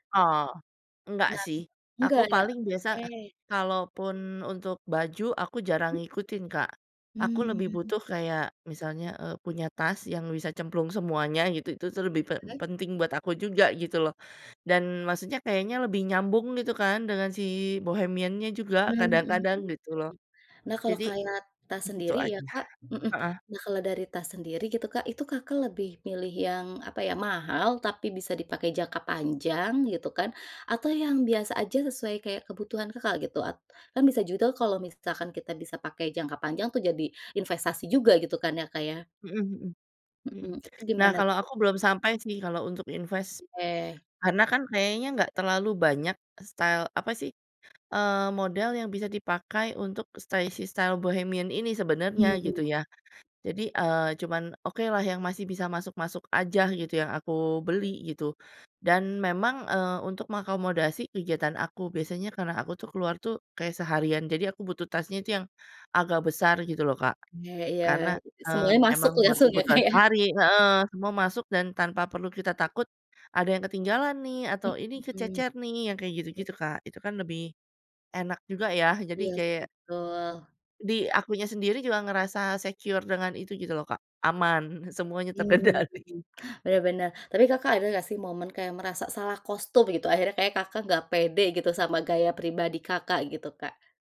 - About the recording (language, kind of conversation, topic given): Indonesian, podcast, Bagaimana cara membedakan tren yang benar-benar cocok dengan gaya pribadi Anda?
- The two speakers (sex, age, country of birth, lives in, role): female, 35-39, Indonesia, Indonesia, host; female, 40-44, Indonesia, Indonesia, guest
- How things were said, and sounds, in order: other background noise; in English: "style"; tapping; in English: "style"; laughing while speaking: "ya, Kak, ya"; in English: "secure"; laughing while speaking: "terkendali"